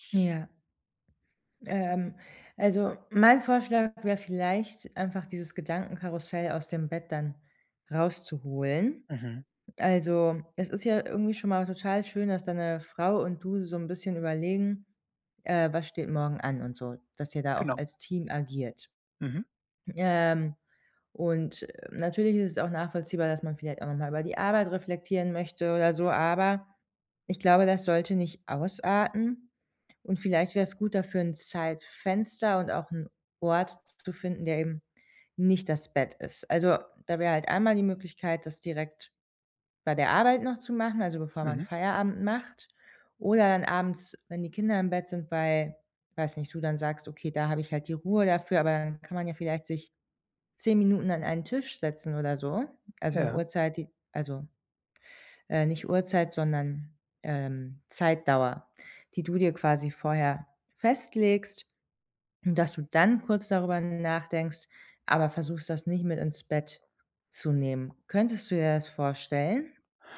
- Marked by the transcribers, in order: stressed: "dann"
- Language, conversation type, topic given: German, advice, Wie kann ich abends besser zur Ruhe kommen?